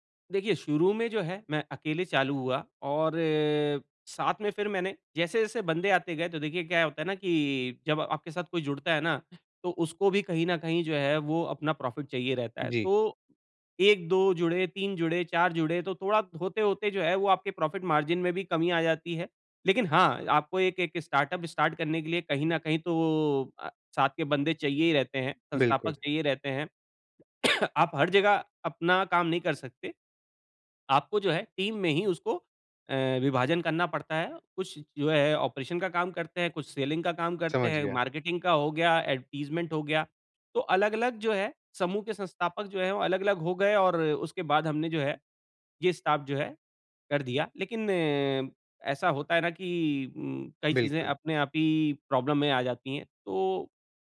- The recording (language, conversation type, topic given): Hindi, advice, निराशा और असफलता से उबरना
- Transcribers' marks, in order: in English: "प्रॉफिट"; in English: "प्रॉफिट मार्जिन"; in English: "स्टार्टअप स्टार्ट"; cough; in English: "टीम"; in English: "ऑपरेशन"; in English: "सेलिंग"; in English: "मार्केटिंग"; in English: "एडवर्टाइज़मेंट"; in English: "स्टाफ"; in English: "प्रॉब्लम"